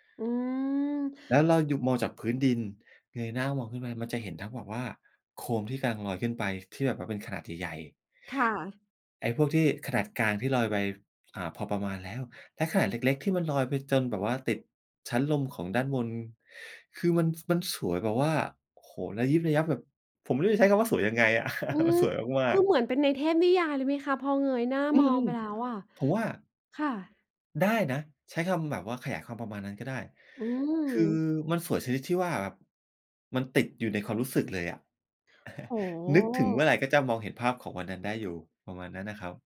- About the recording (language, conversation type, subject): Thai, podcast, เคยไปร่วมพิธีท้องถิ่นไหม และรู้สึกอย่างไรบ้าง?
- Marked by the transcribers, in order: chuckle; laughing while speaking: "มันสวยมาก ๆ"; chuckle